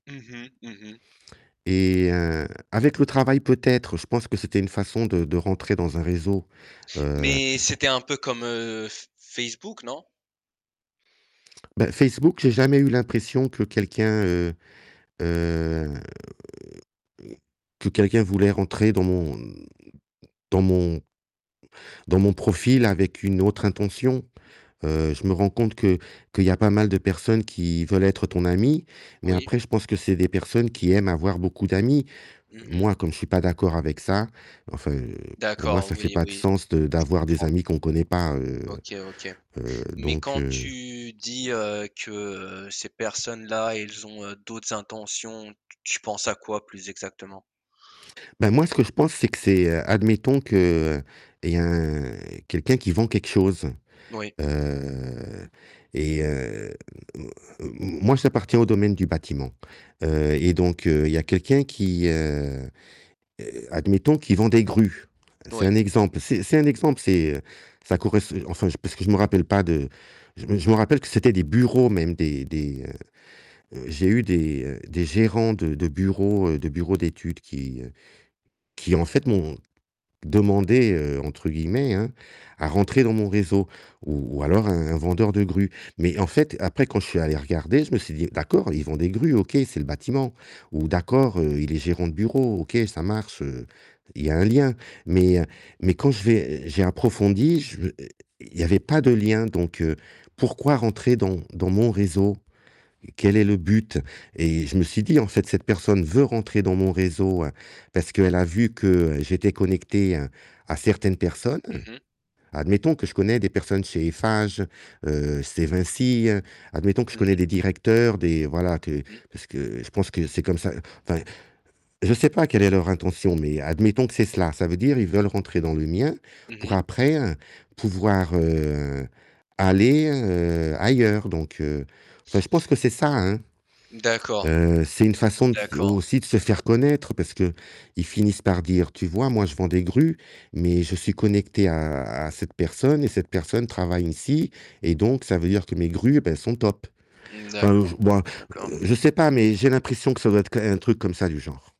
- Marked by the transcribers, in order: distorted speech; drawn out: "heu"; other background noise
- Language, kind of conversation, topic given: French, podcast, Quelle est ta relation avec les réseaux sociaux, honnêtement et sans tabou ?